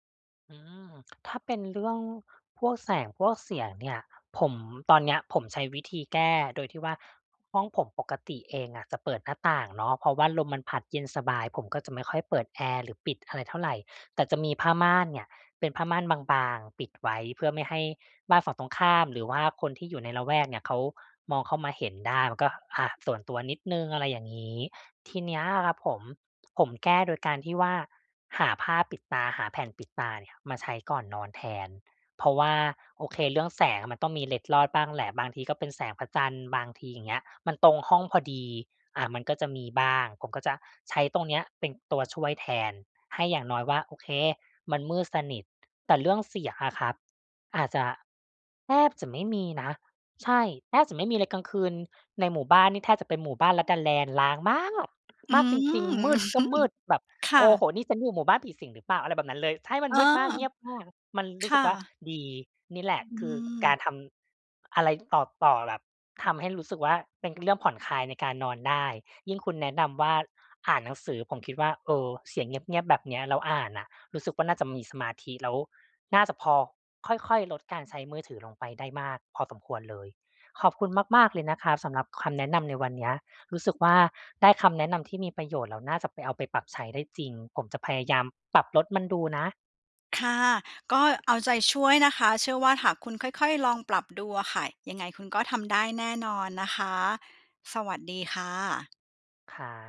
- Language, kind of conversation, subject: Thai, advice, อยากตั้งกิจวัตรก่อนนอนแต่จบลงด้วยจ้องหน้าจอ
- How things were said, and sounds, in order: stressed: "มาก"; laughing while speaking: "อื้อฮือ"